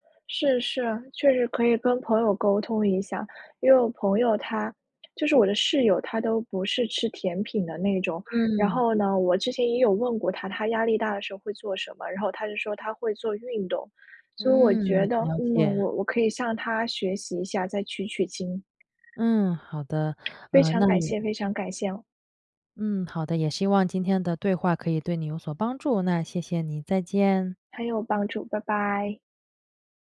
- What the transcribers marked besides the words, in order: tapping
- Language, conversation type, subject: Chinese, advice, 吃完饭后我常常感到内疚和自责，该怎么走出来？